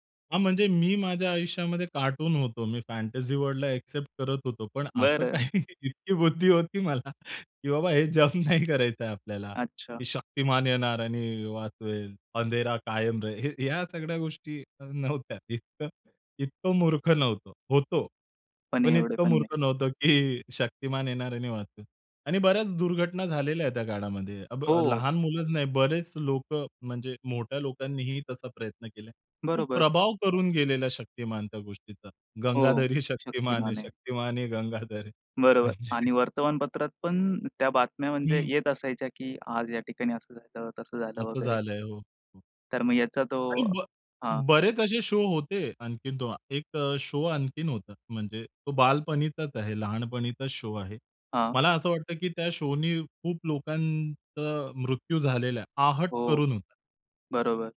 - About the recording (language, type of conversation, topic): Marathi, podcast, लहानपणी तुमचा आवडता दूरदर्शनवरील कार्यक्रम कोणता होता?
- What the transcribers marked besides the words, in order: in English: "फॅन्टसी"; laughing while speaking: "इतकी बुद्धी होती मला की बाबा हे जम्प नाही करायचंय आपल्याला"; in Hindi: "अंधेरा कायम रहे"; chuckle; in Hindi: "गंगाधर ही शक्तिमान है, शक्तिमान ही गंगाधर है"; laughing while speaking: "म्हणजे"; in English: "शो"; in English: "शो"; in English: "शो"; in English: "शो"